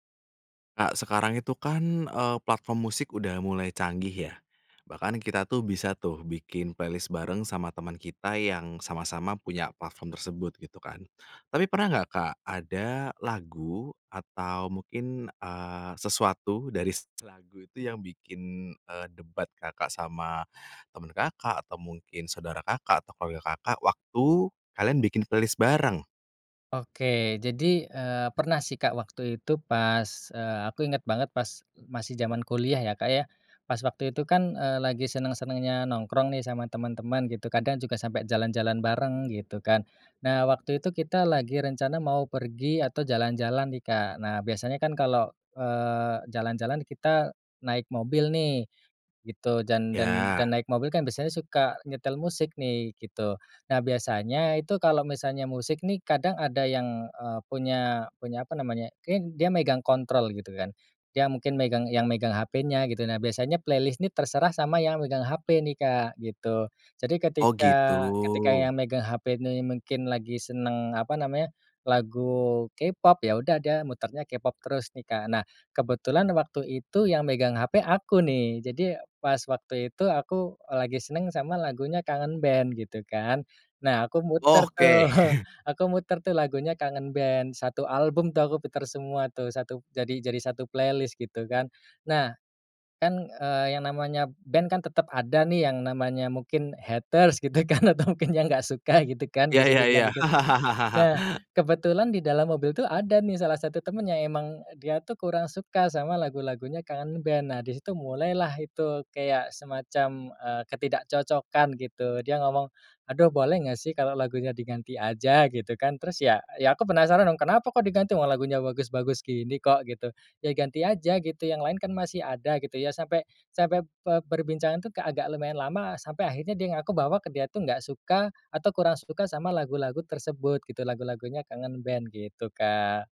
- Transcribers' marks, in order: in English: "playlist"; in English: "playlist"; in English: "playlist"; chuckle; chuckle; in English: "playlist"; in English: "haters"; laughing while speaking: "gitu kan, atau mungkin yang nggak suka"; chuckle; laugh
- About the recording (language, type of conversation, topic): Indonesian, podcast, Pernahkah ada lagu yang memicu perdebatan saat kalian membuat daftar putar bersama?